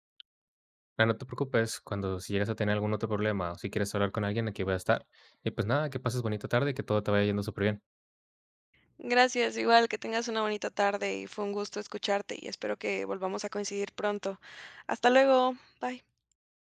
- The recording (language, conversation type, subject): Spanish, advice, ¿Cómo puedo hablar con mi pareja sobre un malentendido?
- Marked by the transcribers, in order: tapping